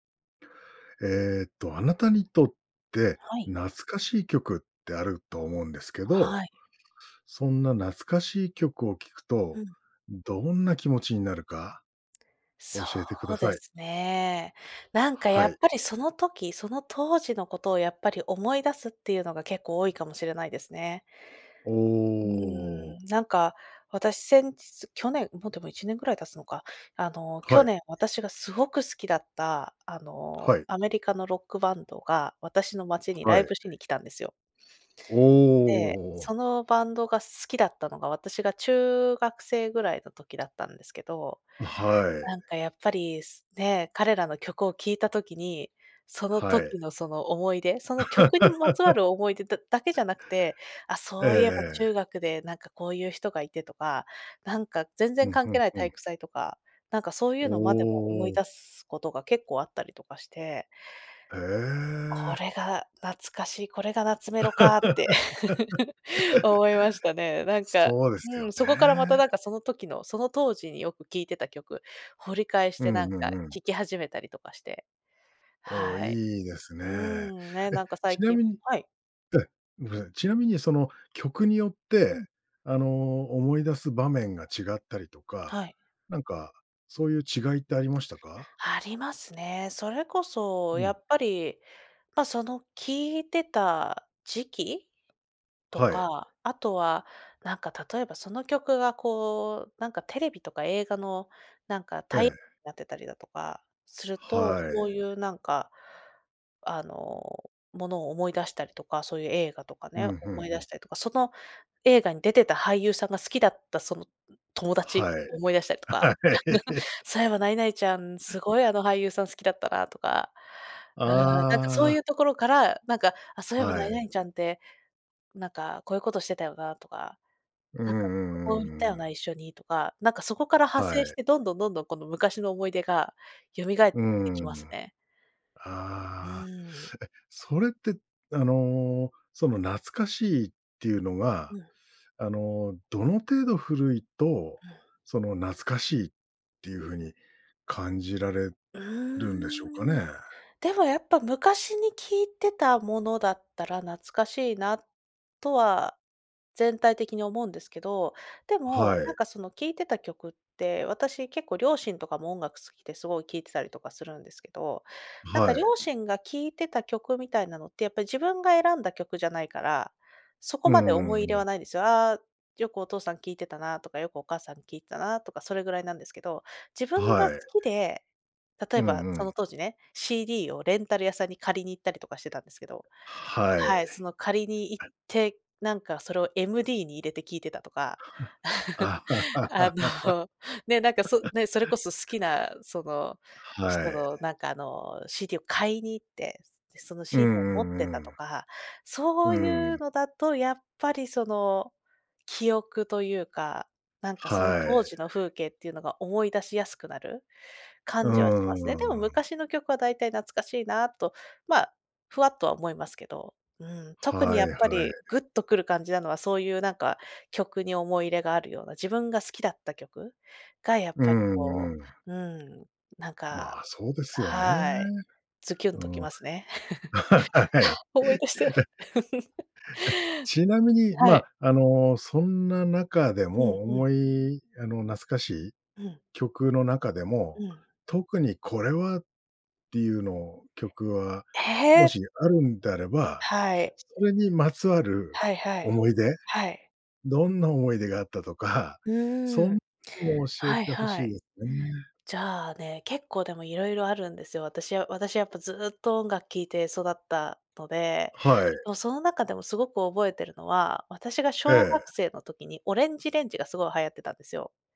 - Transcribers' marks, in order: laugh; laugh; laugh; laughing while speaking: "はい"; tapping; laugh; giggle; laughing while speaking: "あの"; laughing while speaking: "はい"; laugh; laughing while speaking: "は、思い出して"; laugh; surprised: "ええ"
- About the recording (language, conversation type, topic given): Japanese, podcast, 懐かしい曲を聴くとどんな気持ちになりますか？
- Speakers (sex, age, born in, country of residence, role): female, 30-34, Japan, Poland, guest; male, 45-49, Japan, Japan, host